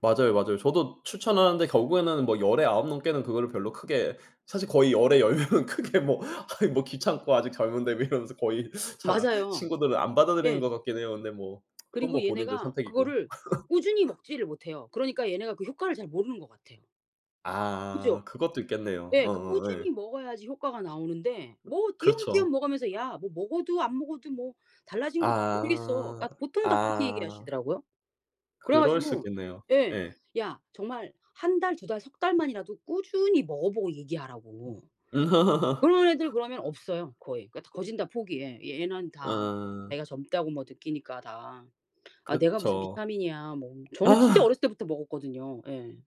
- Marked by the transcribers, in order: laughing while speaking: "열 명은 크게 뭐 아이 뭐"; laughing while speaking: "왜 이러면서 거의"; tsk; laugh; tapping; other background noise; laugh
- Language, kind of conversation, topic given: Korean, unstructured, 건강한 식습관을 꾸준히 유지하려면 어떻게 해야 할까요?